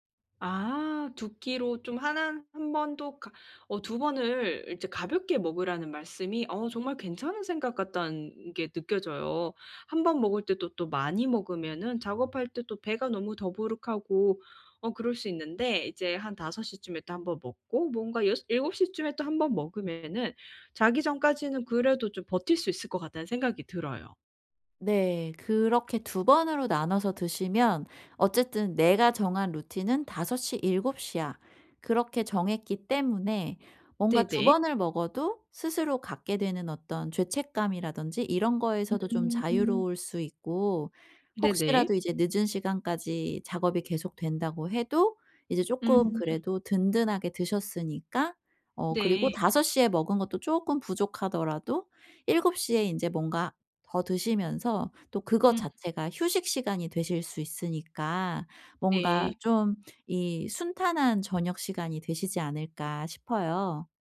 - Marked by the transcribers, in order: other background noise
- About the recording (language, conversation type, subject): Korean, advice, 저녁에 마음을 가라앉히는 일상을 어떻게 만들 수 있을까요?
- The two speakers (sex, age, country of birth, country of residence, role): female, 30-34, South Korea, United States, user; female, 40-44, South Korea, South Korea, advisor